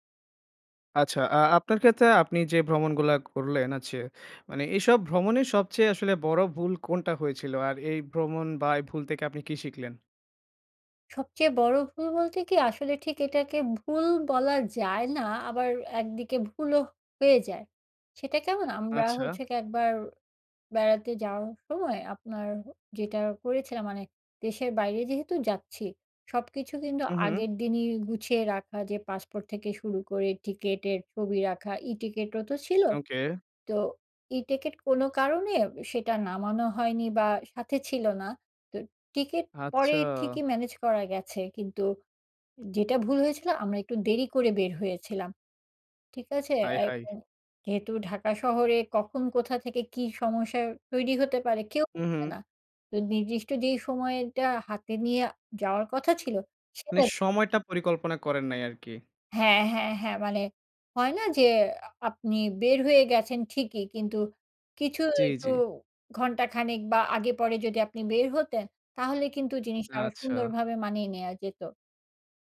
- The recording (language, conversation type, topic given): Bengali, podcast, ভ্রমণে তোমার সবচেয়ে বড় ভুলটা কী ছিল, আর সেখান থেকে তুমি কী শিখলে?
- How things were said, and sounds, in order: other background noise; "আছে" said as "আছেয়ে"; "থেকে" said as "তেকে"; tapping; unintelligible speech